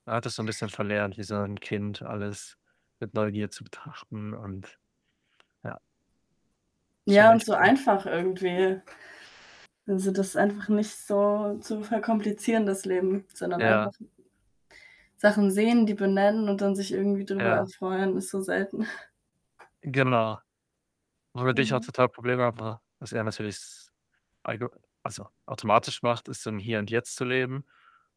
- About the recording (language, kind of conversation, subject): German, unstructured, Wie wichtig ist Familie für dich?
- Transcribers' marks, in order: other background noise; static; distorted speech; unintelligible speech; snort